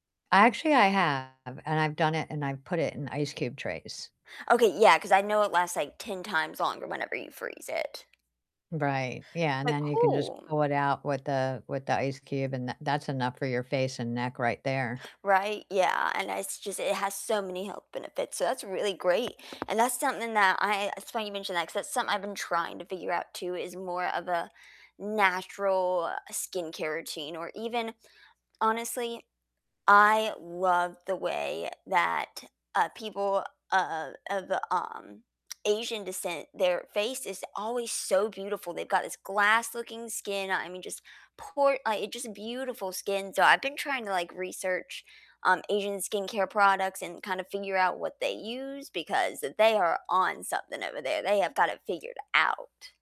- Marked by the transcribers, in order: distorted speech; tapping; other background noise; stressed: "out"
- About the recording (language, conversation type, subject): English, unstructured, What does self-care look like for you lately?